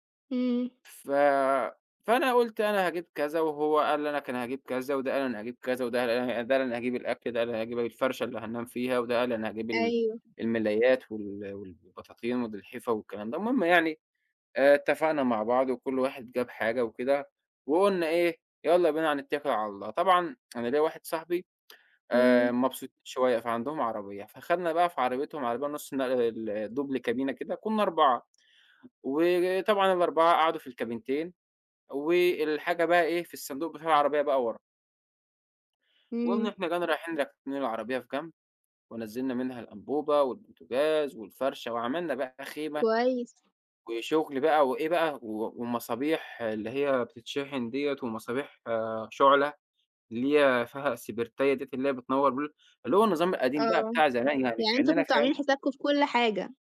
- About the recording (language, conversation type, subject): Arabic, podcast, إزاي بتجهّز لطلعة تخييم؟
- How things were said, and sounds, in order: none